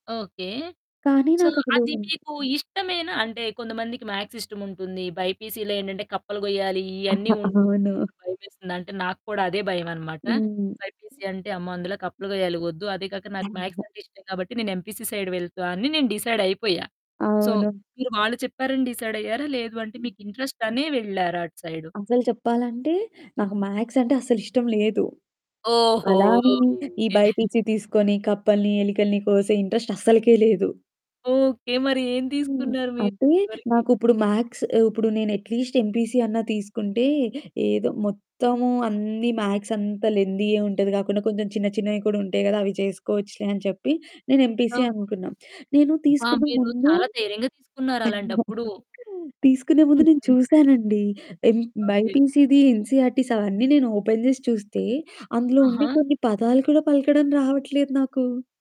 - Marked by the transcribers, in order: in English: "సో"; other background noise; in English: "మ్యాథ్స్"; in English: "బైపీసీలో"; distorted speech; chuckle; in English: "బైపీసీ"; in English: "మ్యాథ్స్"; unintelligible speech; in English: "ఎంపీసీ సైడ్"; in English: "డిసైడ్"; in English: "సో"; in English: "డిసైడ్"; in English: "ఇంట్రెస్ట్"; in English: "మ్యాథ్స్"; in English: "బైపీసీ"; chuckle; in English: "ఇంట్రెస్ట్"; in English: "మ్యాథ్స్"; in English: "అట్‌లీస్ట్ ఎంపీసీ"; in English: "మ్యాథ్స్"; in English: "లెంథీయే"; in English: "ఎంపీసీయే"; chuckle; in English: "ఎమ్ బైపీసీది ఎన్‌సీఈఆర్‌టీస్"; in English: "ఓపెన్"
- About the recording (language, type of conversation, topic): Telugu, podcast, సాధారణంగా మీరు నిర్ణయం తీసుకునే ముందు స్నేహితుల సలహా తీసుకుంటారా, లేక ఒంటరిగా నిర్ణయించుకుంటారా?